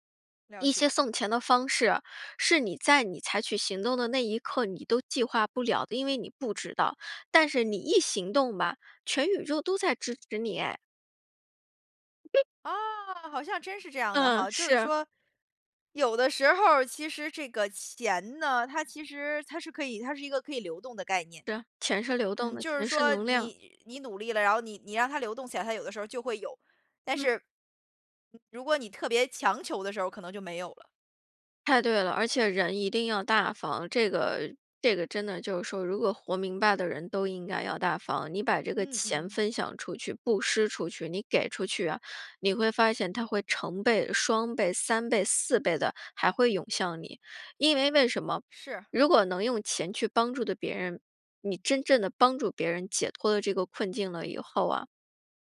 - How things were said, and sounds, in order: other noise
- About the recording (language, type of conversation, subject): Chinese, podcast, 钱和时间，哪个对你更重要？